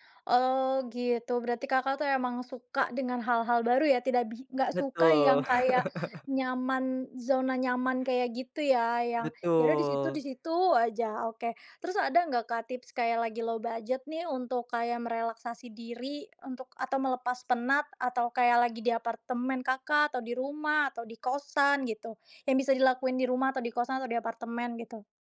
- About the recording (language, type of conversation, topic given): Indonesian, podcast, Apa kegiatan santai favorit Anda untuk melepas penat?
- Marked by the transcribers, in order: chuckle; in English: "low budget"